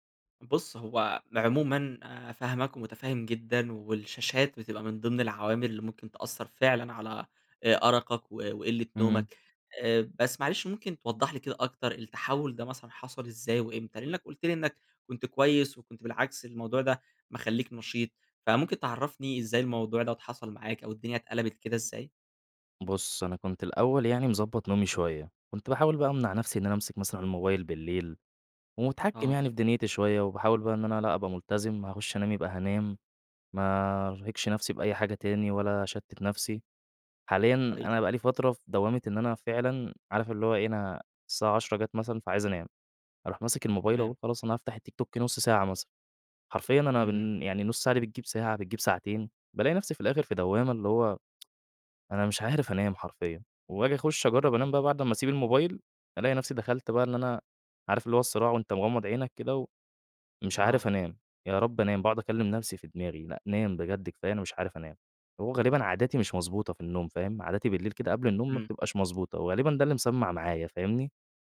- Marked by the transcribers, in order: tsk
- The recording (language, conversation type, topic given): Arabic, advice, إزاي أحسّن نومي لو الشاشات قبل النوم والعادات اللي بعملها بالليل مأثرين عليه؟